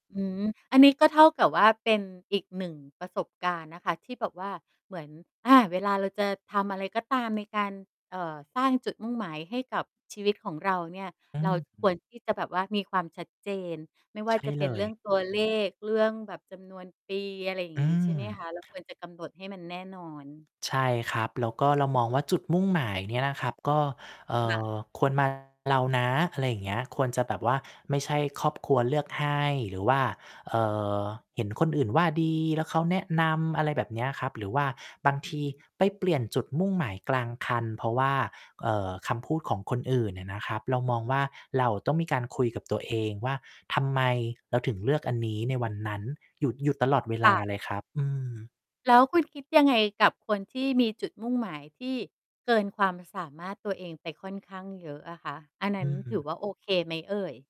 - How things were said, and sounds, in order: distorted speech
- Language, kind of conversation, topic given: Thai, podcast, คุณคิดว่าคนเราควรค้นหาจุดมุ่งหมายในชีวิตของตัวเองอย่างไร?